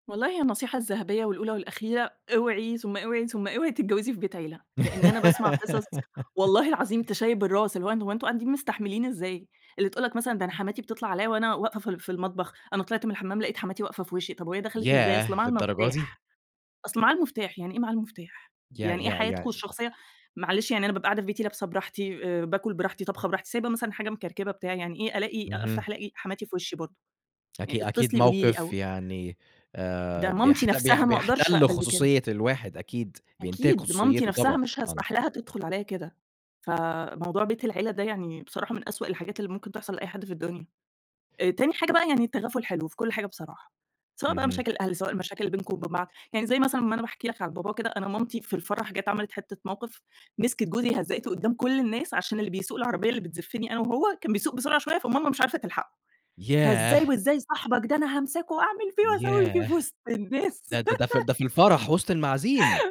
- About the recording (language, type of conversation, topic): Arabic, podcast, إزاي بتتعاملوا مع تدخل أهل الشريك في خصوصياتكم؟
- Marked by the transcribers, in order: laugh; put-on voice: "فإزاي وإزاي صاحبك ده أنا … في وِسط الناس"; laugh